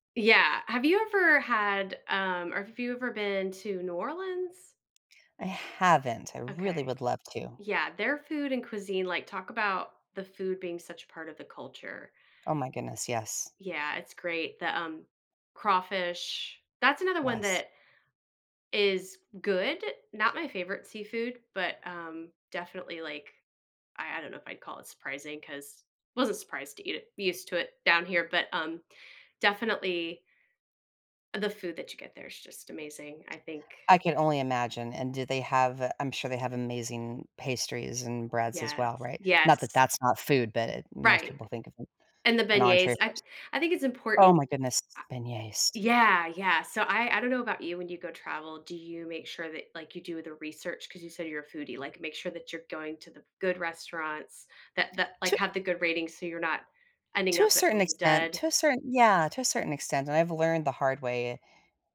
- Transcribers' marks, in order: tapping; other background noise; "beignets" said as "beignest"
- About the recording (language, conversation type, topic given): English, unstructured, What is the most surprising food you have ever tried?
- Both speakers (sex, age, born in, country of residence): female, 45-49, United States, United States; female, 55-59, United States, United States